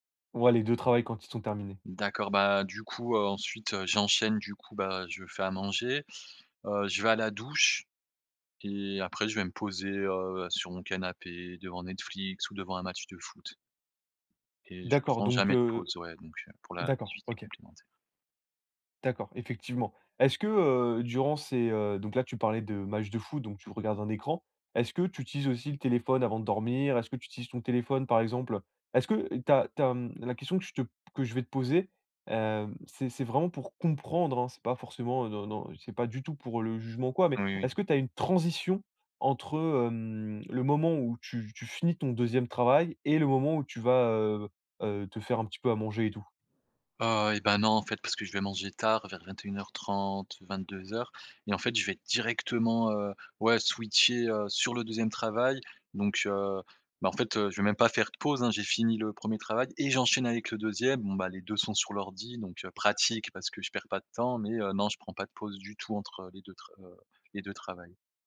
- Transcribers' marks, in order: other background noise; stressed: "comprendre"; stressed: "transition"; drawn out: "hem"; stressed: "directement"; stressed: "et j'enchaîne"
- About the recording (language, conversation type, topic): French, advice, Pourquoi n’arrive-je pas à me détendre après une journée chargée ?
- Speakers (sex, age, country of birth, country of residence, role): male, 20-24, France, France, advisor; male, 30-34, France, France, user